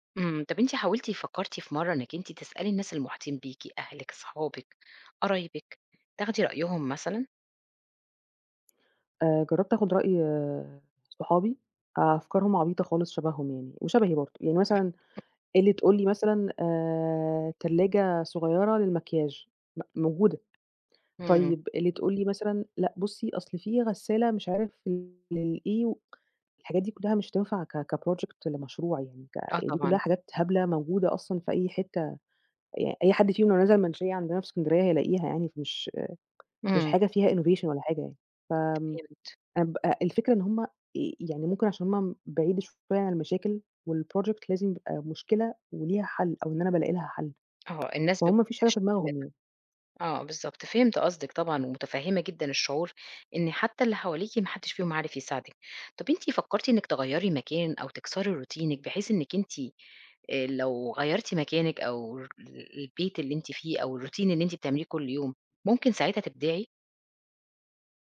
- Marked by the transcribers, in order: other background noise; in English: "كproject"; in English: "innovation"; tapping; in English: "والproject"; unintelligible speech; in English: "روتينِك"; in English: "الroutine"
- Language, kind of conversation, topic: Arabic, advice, إزاي بتوصف إحساسك بالبلوك الإبداعي وإن مفيش أفكار جديدة؟